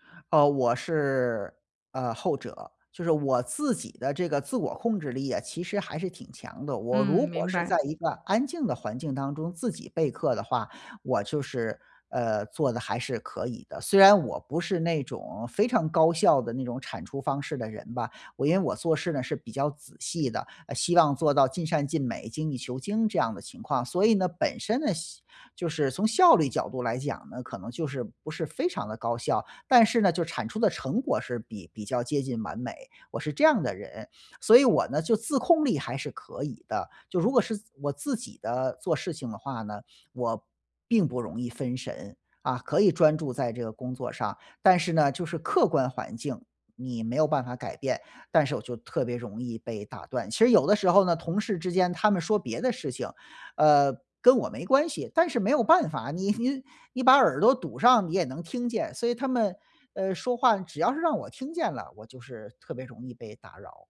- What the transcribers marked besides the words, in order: none
- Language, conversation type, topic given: Chinese, advice, 在开放式办公室里总被同事频繁打断，我该怎么办？